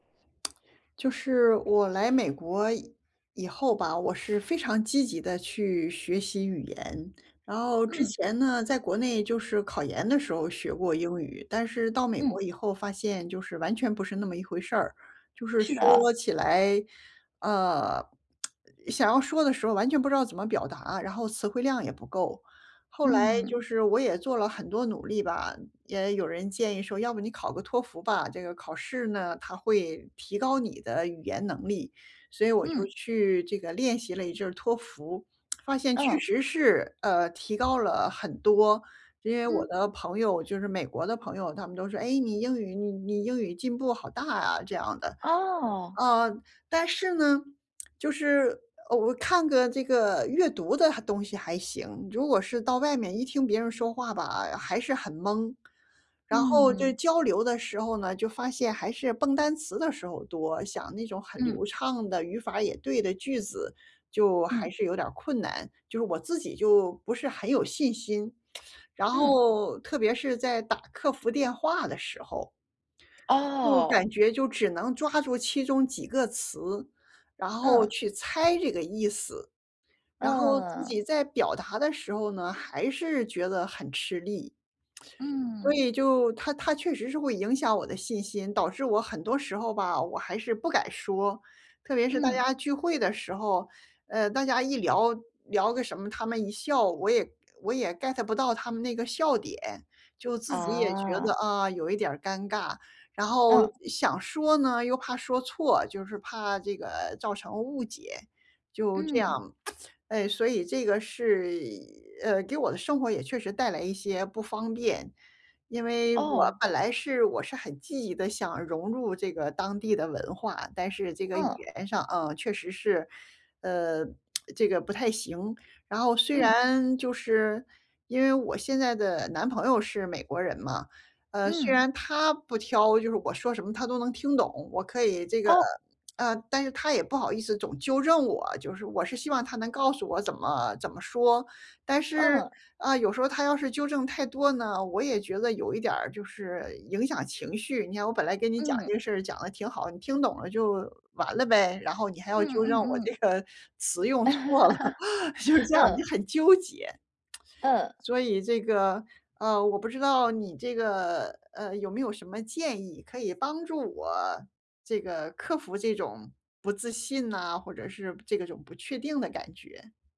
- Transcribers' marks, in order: tongue click; tongue click; lip smack; in English: "get"; lip smack; laughing while speaking: "这个词用错了，就是这样，你很纠结"; laugh; tsk
- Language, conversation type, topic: Chinese, advice, 如何克服用外语交流时的不确定感？